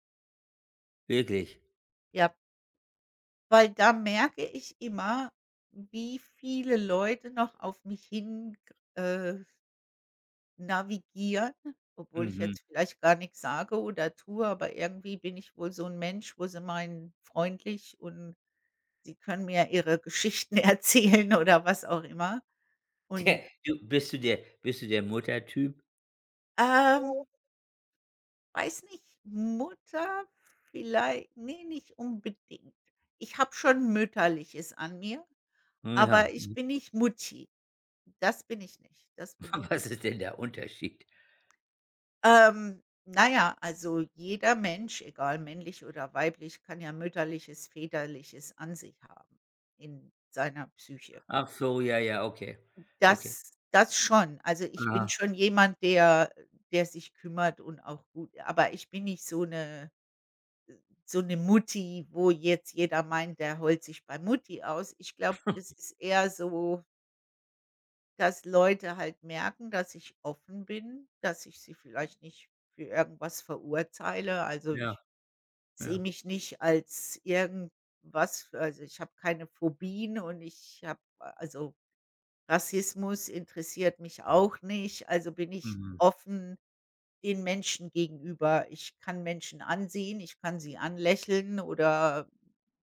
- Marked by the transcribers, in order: laughing while speaking: "erzählen"; chuckle; background speech; laughing while speaking: "Was ist denn der Unterschied?"; laugh
- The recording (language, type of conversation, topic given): German, unstructured, Was gibt dir das Gefühl, wirklich du selbst zu sein?